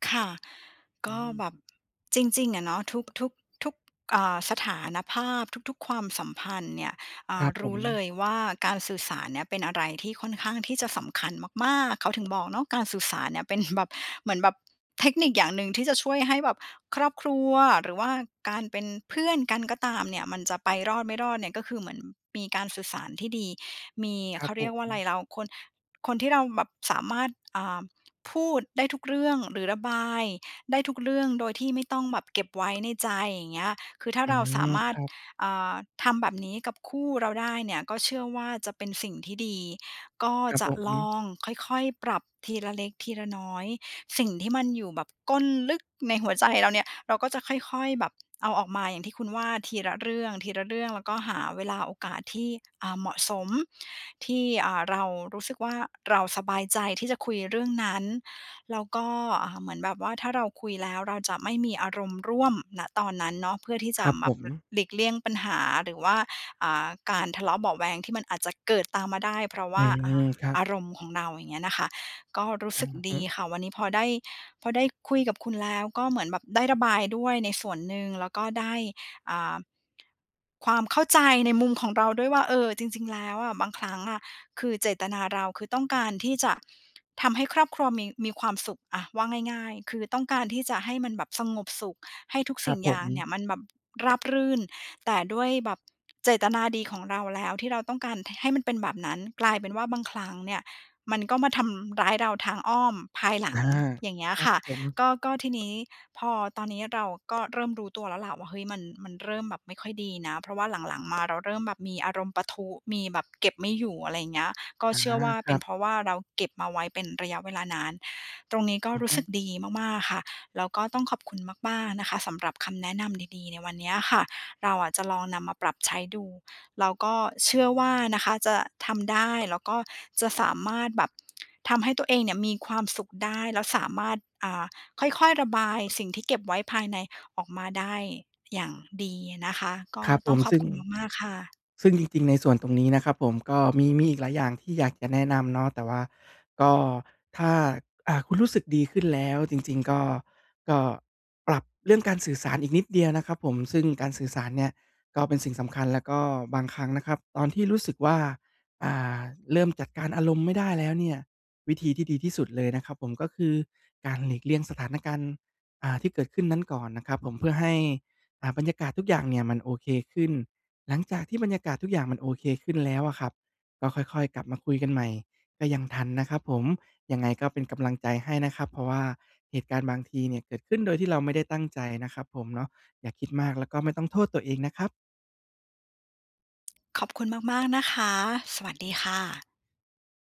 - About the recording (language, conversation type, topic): Thai, advice, ทำไมฉันถึงเก็บความรู้สึกไว้จนสุดท้ายระเบิดใส่คนที่รัก?
- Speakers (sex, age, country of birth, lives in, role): female, 40-44, Thailand, Greece, user; male, 30-34, Thailand, Thailand, advisor
- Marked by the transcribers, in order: other background noise; laughing while speaking: "แบบ"; tapping